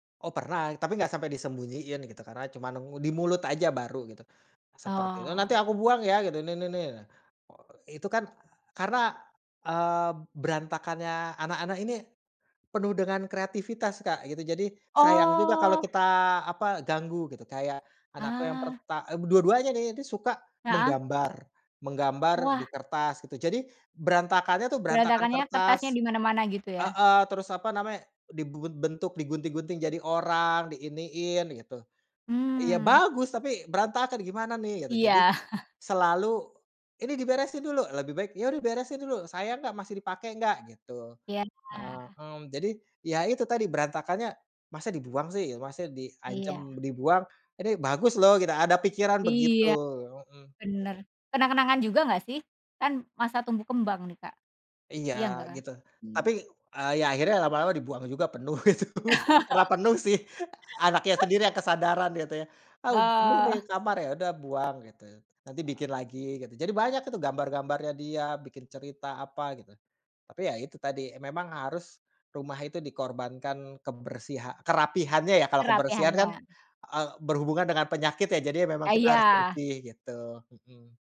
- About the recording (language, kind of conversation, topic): Indonesian, podcast, Bagaimana cara mengajarkan anak bertanggung jawab di rumah?
- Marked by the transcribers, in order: chuckle; laughing while speaking: "itu"; laugh; tapping